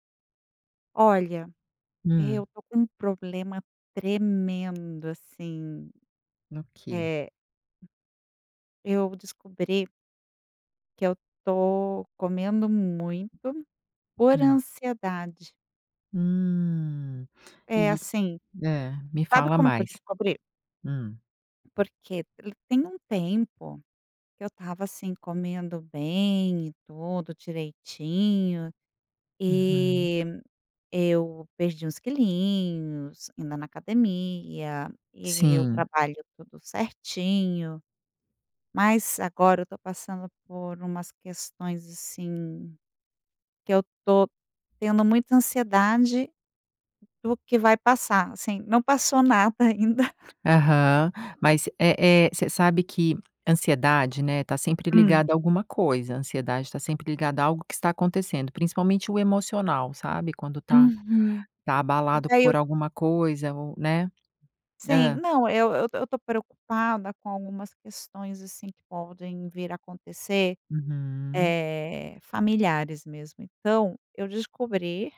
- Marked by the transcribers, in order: tapping; other noise; laugh
- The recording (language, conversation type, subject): Portuguese, advice, Como e em que momentos você costuma comer por ansiedade ou por tédio?